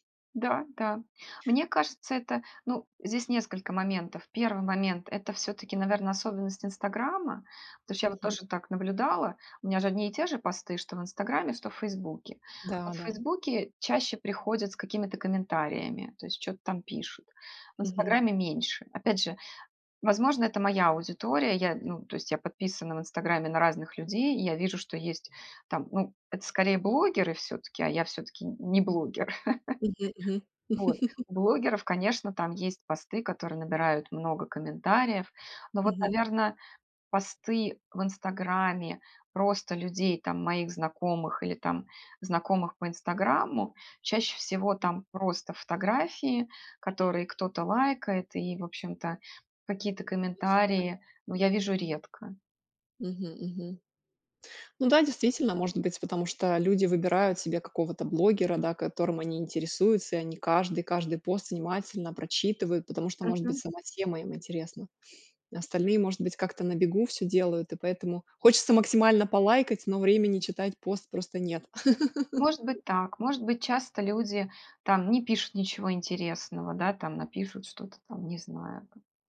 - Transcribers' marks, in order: giggle; chuckle; unintelligible speech; laugh; other background noise
- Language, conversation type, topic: Russian, podcast, Как лайки влияют на твою самооценку?